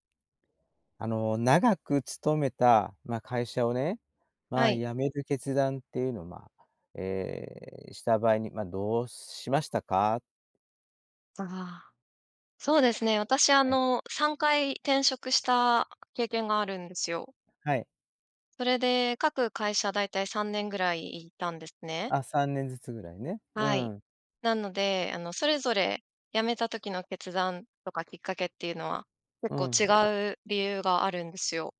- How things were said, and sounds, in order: other background noise
- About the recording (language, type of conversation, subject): Japanese, podcast, 長く勤めた会社を辞める決断は、どのようにして下したのですか？